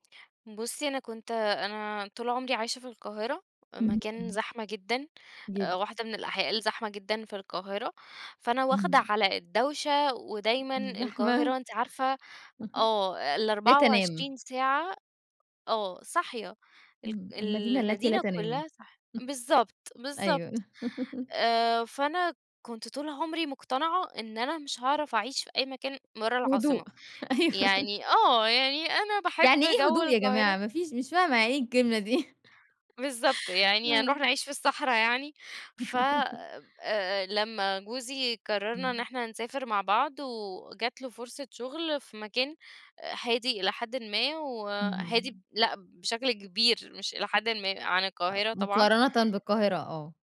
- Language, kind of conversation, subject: Arabic, podcast, ازاي التقاليد بتتغيّر لما الناس تهاجر؟
- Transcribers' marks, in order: chuckle; chuckle; laugh; laughing while speaking: "أيوه"; laughing while speaking: "دي؟"; laugh